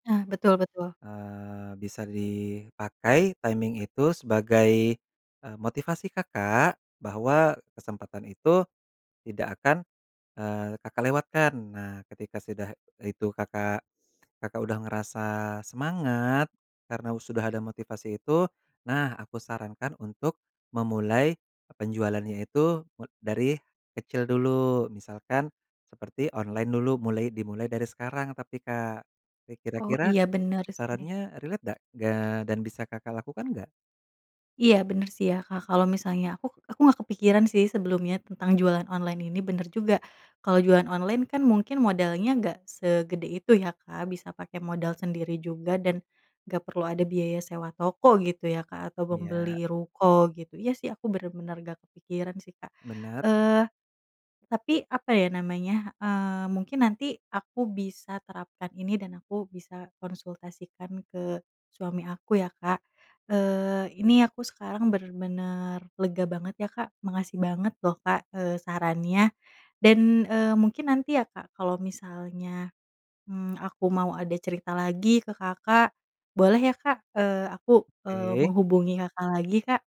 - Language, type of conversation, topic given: Indonesian, advice, Bagaimana cara mengatasi trauma setelah kegagalan besar yang membuat Anda takut mencoba lagi?
- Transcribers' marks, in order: in English: "timing"; in English: "relate"